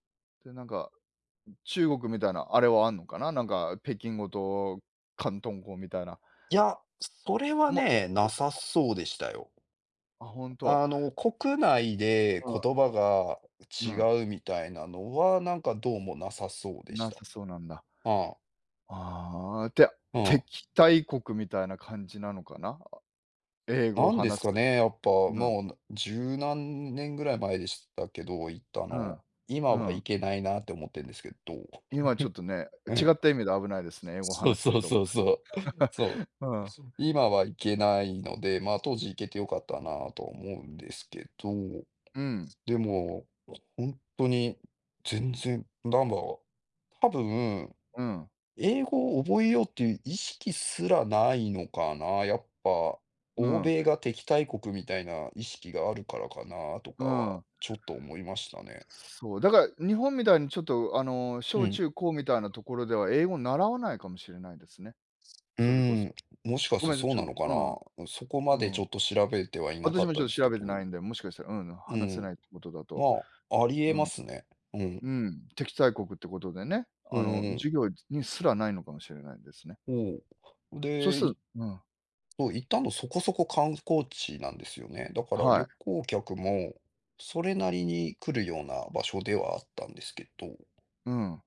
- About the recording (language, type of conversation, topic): Japanese, unstructured, 旅行中に困った経験はありますか？
- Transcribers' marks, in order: other background noise; unintelligible speech; tapping; chuckle; chuckle